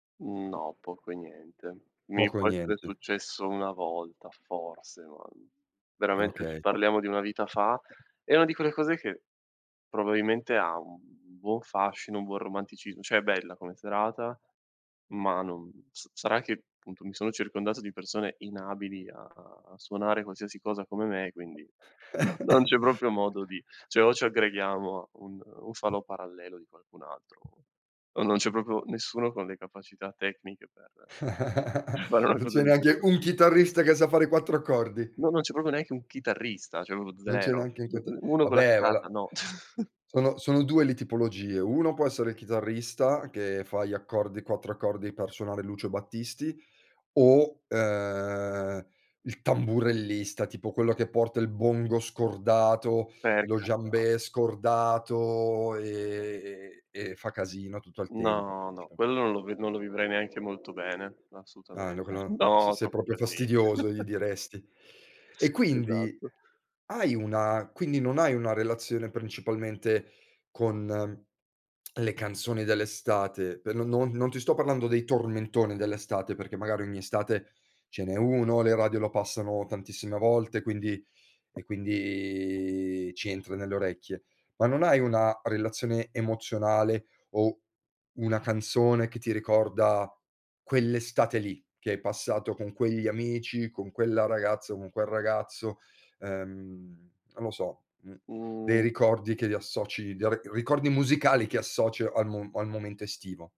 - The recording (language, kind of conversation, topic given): Italian, podcast, Quale canzone ti commuove ancora oggi?
- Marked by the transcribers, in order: other background noise; tapping; "cioè" said as "ceh"; chuckle; "cioè" said as "ceh"; chuckle; laughing while speaking: "fare"; "cioè" said as "ceh"; "proprio" said as "propio"; "questa" said as "queta"; chuckle; other street noise; unintelligible speech; chuckle; tsk